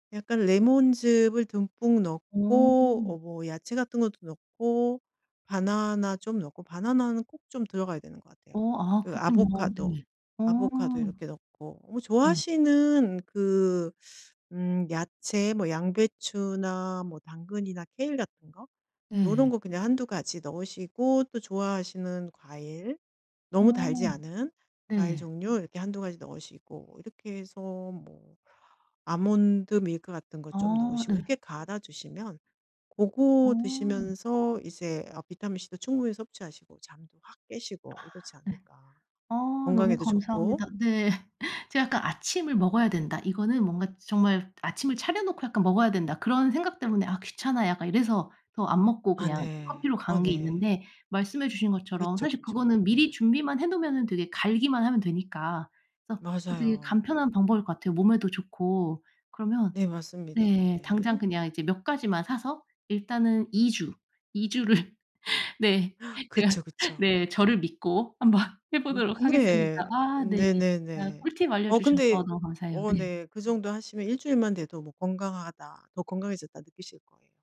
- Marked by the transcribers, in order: tapping; other background noise; teeth sucking; laughing while speaking: "네"; laughing while speaking: "이 주를 네 제가"; gasp; laughing while speaking: "한번"
- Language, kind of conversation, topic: Korean, advice, 나쁜 습관을 새롭고 건강한 습관으로 바꾸려면 어떻게 시작하고 꾸준히 이어갈 수 있을까요?